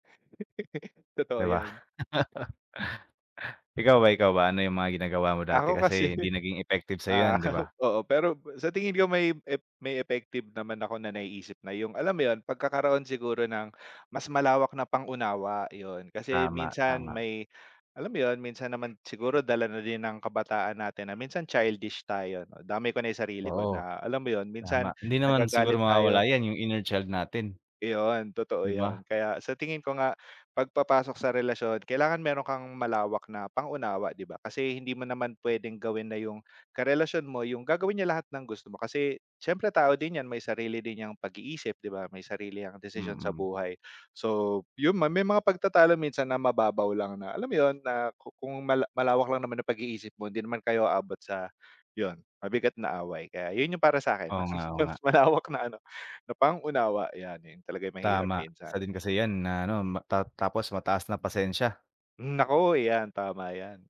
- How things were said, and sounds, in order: laugh; laughing while speaking: "'Di ba?"; tapping; laughing while speaking: "kasi, ah"; laughing while speaking: "mas mas malawak na ano"
- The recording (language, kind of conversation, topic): Filipino, unstructured, Paano mo ipinapakita ang pagmamahal sa isang relasyon?